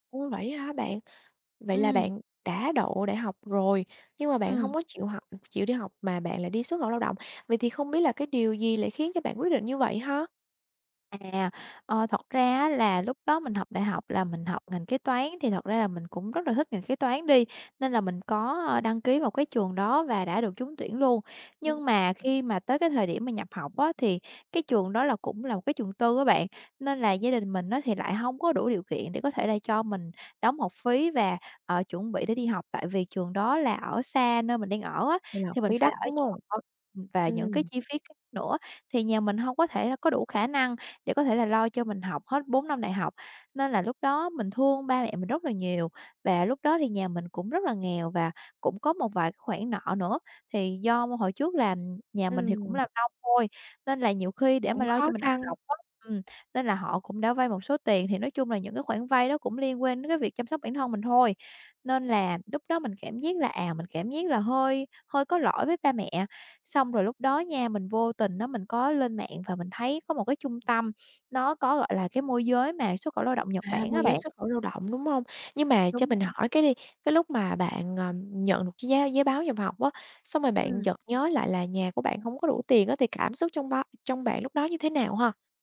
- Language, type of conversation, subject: Vietnamese, podcast, Bạn có thể kể về quyết định nào khiến bạn hối tiếc nhất không?
- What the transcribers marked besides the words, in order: other background noise; tapping